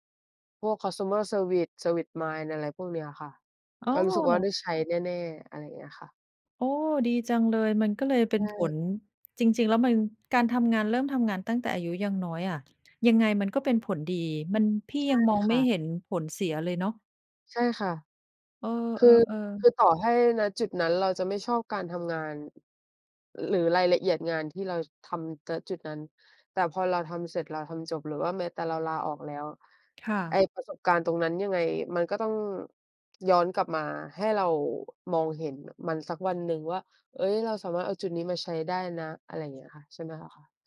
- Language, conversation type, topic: Thai, unstructured, คุณคิดอย่างไรกับการเริ่มต้นทำงานตั้งแต่อายุยังน้อย?
- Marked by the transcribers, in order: in English: "คอนซูเมอร์เซอร์วิซ service mind"; other background noise; "ณ" said as "ต๊ะ"